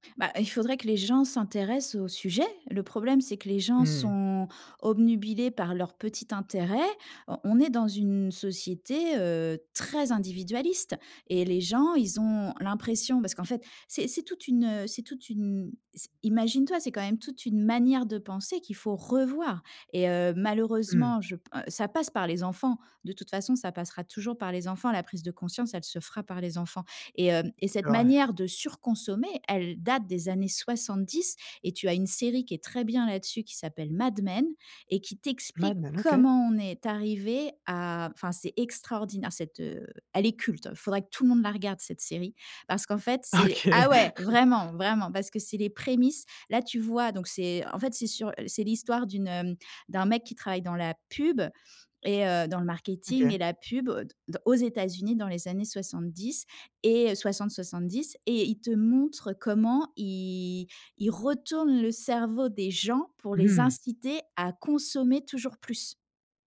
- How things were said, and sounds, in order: stressed: "très"; stressed: "comment"; laughing while speaking: "OK"; chuckle; anticipating: "ah ouais"; stressed: "ah ouais"
- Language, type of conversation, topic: French, podcast, Quelle est ta relation avec la seconde main ?